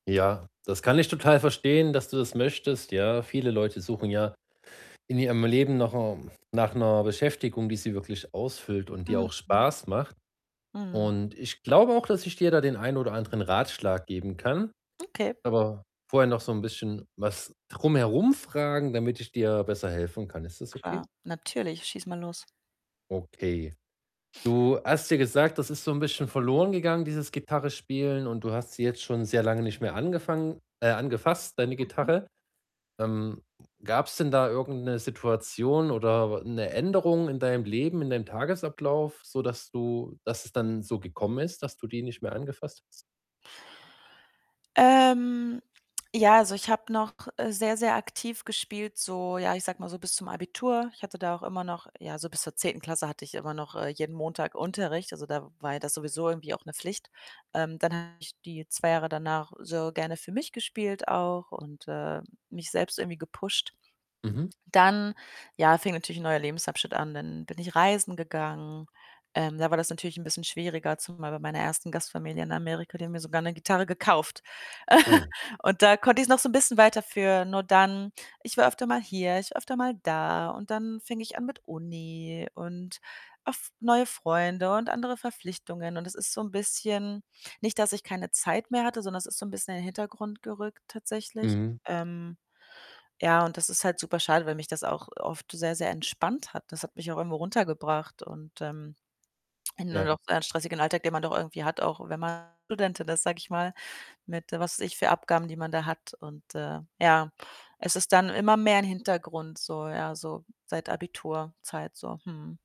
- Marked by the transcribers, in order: other background noise; static; distorted speech; unintelligible speech; in English: "gepusht"; chuckle; tapping; unintelligible speech
- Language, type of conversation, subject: German, advice, Wie kann ich meine Leidenschaft und Motivation wiederentdecken und wieder Freude an meinen Hobbys finden?